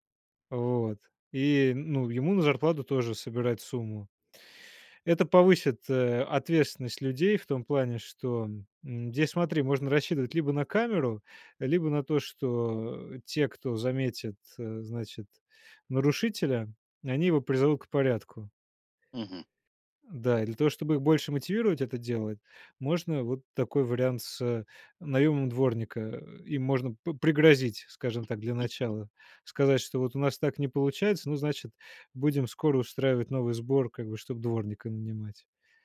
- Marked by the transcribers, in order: chuckle
- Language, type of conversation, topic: Russian, podcast, Как организовать раздельный сбор мусора дома?